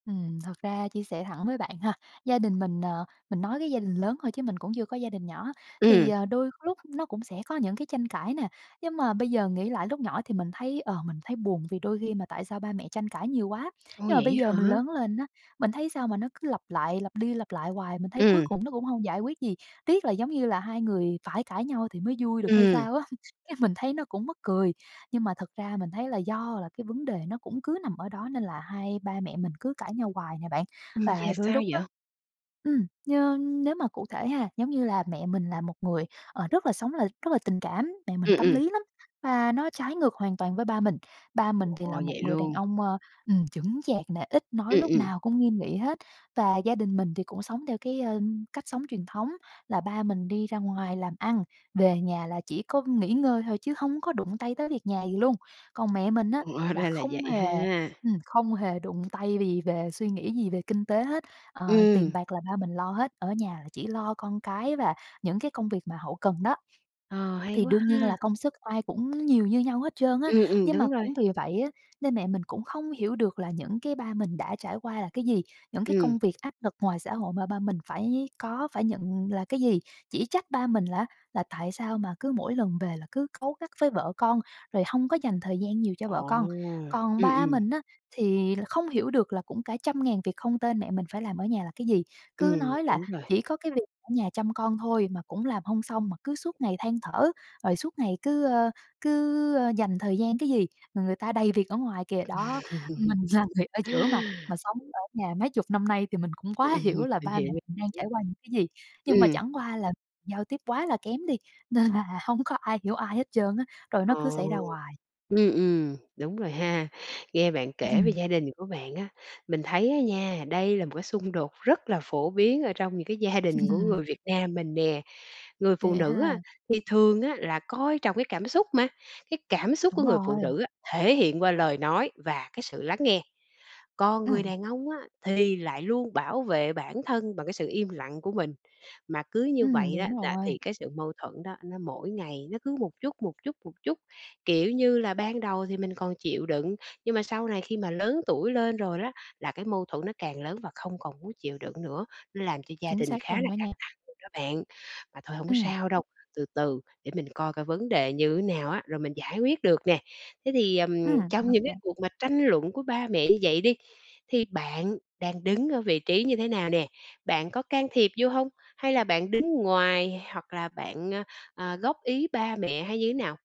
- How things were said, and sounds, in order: other background noise; tapping; laughing while speaking: "á"; laugh; laughing while speaking: "là"; laughing while speaking: "Ừm"; laugh
- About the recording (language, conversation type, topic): Vietnamese, advice, Tại sao các cuộc tranh cãi trong gia đình cứ lặp đi lặp lại vì giao tiếp kém?